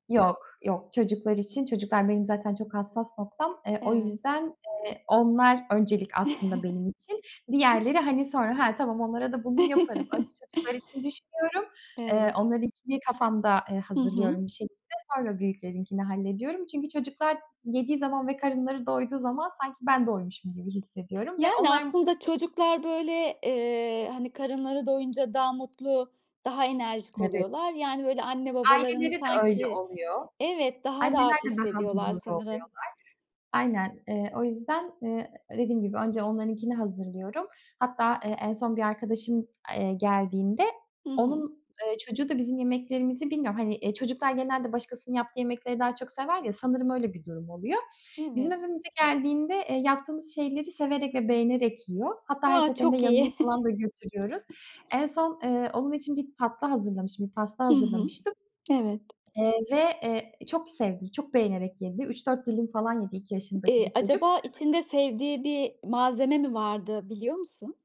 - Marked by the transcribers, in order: other background noise; tapping; chuckle; chuckle; chuckle; other noise; tsk
- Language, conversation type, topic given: Turkish, podcast, Misafir ağırlamayı nasıl planlarsın?